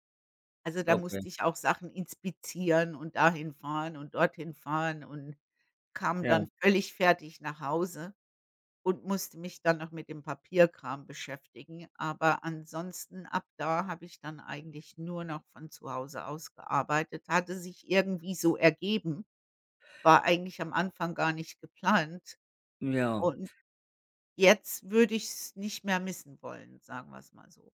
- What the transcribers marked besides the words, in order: none
- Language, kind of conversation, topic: German, unstructured, Was gibt dir das Gefühl, wirklich du selbst zu sein?